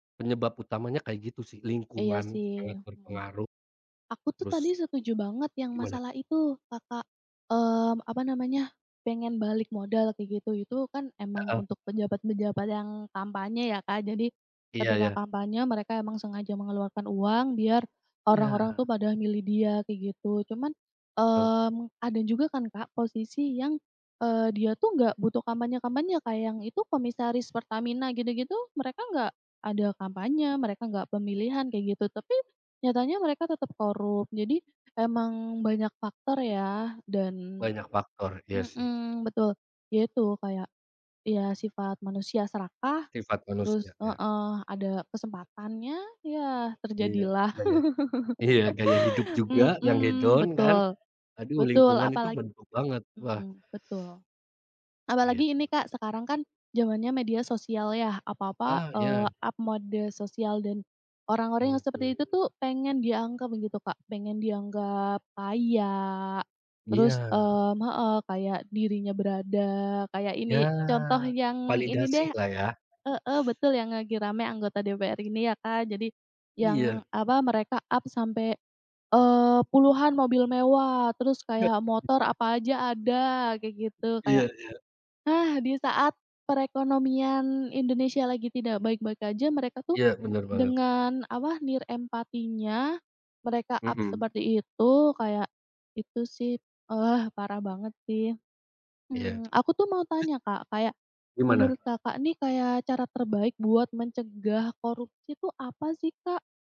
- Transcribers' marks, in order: other background noise; laugh; in English: "up mode"; tapping; in English: "up"; unintelligible speech; in English: "up"
- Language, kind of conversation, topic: Indonesian, unstructured, Bagaimana kamu menanggapi tindakan korupsi atau penipuan?
- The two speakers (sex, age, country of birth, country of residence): female, 40-44, Indonesia, Indonesia; male, 30-34, Indonesia, Indonesia